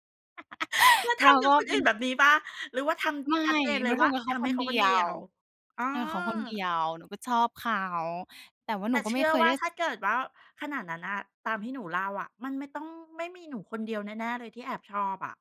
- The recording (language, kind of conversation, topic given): Thai, podcast, เคยเปลี่ยนสไตล์ตัวเองครั้งใหญ่ไหม เล่าให้ฟังหน่อย?
- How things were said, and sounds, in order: laugh; surprised: "แล้วทำกับคนอื่นแบบนี้เปล่า ?"